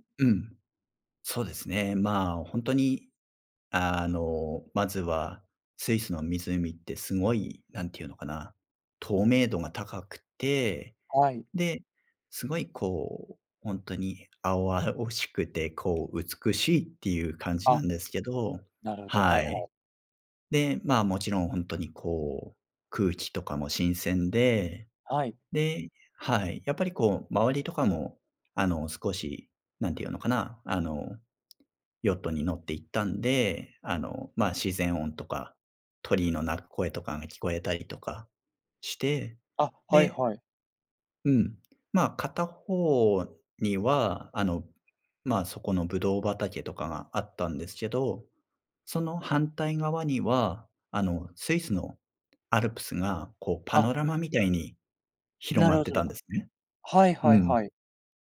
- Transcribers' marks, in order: unintelligible speech
- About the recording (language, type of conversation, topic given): Japanese, podcast, 最近の自然を楽しむ旅行で、いちばん心に残った瞬間は何でしたか？